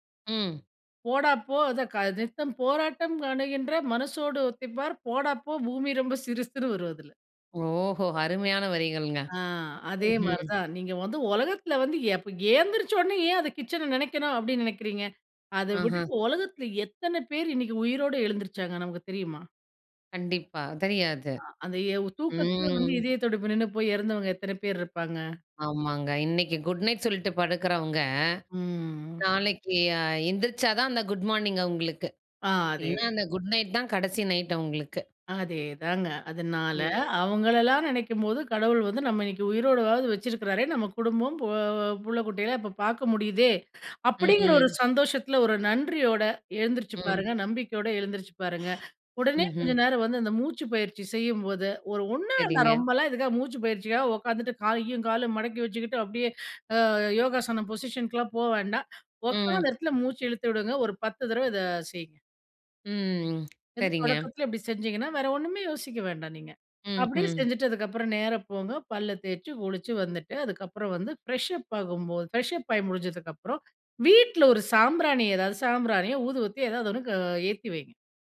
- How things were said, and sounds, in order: other background noise; drawn out: "ம்"; drawn out: "ம்"; inhale; inhale; in English: "பொசிஷனு"; inhale; drawn out: "ம்"; lip smack; in English: "ஃப்ரெஷப்"; in English: "ஃப்ரெஷப்"
- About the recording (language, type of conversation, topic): Tamil, podcast, மனதை அமைதியாக வைத்துக் கொள்ள உங்களுக்கு உதவும் பழக்கங்கள் என்ன?